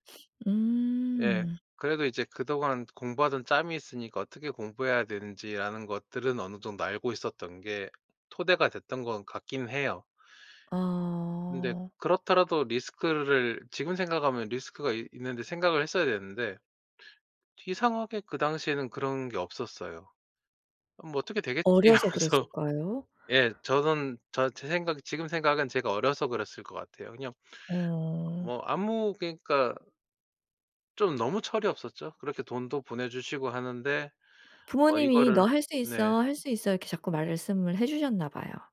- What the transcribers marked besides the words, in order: sniff; other background noise; laughing while speaking: "하면서"
- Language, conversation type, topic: Korean, podcast, 인생에서 가장 큰 전환점은 언제였나요?